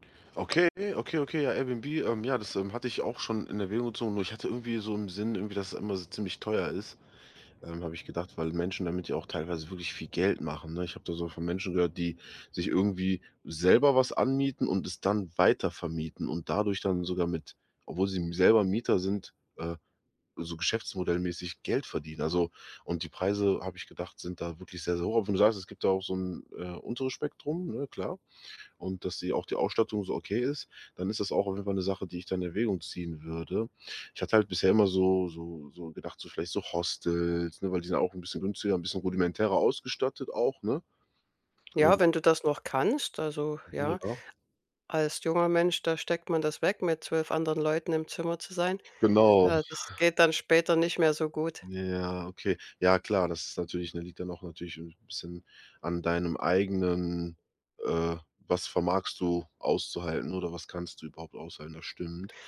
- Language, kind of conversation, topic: German, advice, Wie finde ich günstige Unterkünfte und Transportmöglichkeiten für Reisen?
- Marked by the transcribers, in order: other background noise; chuckle